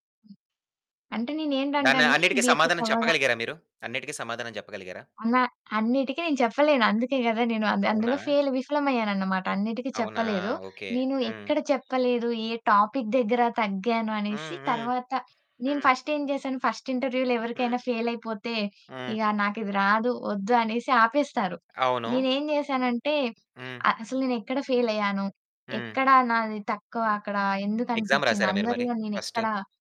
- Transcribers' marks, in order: other background noise; in English: "బీటెక్"; in English: "ఫెయిల్"; in English: "టాపిక్"; in English: "ఫస్ట్ ఇంటర్వ్యూలో"; in English: "ఎగ్జామ్"; in English: "ఫస్ట్?"
- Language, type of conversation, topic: Telugu, podcast, జీవితంలోని అవరోధాలను మీరు అవకాశాలుగా ఎలా చూస్తారు?